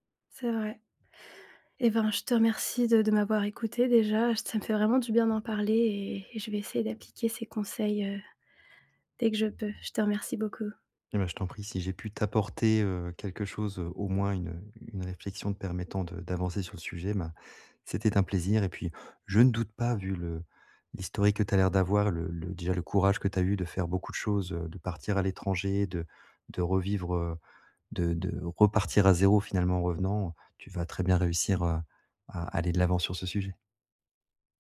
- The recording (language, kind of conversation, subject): French, advice, Comment puis-je sortir de l’ennui et réduire le temps que je passe sur mon téléphone ?
- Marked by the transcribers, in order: tapping; other background noise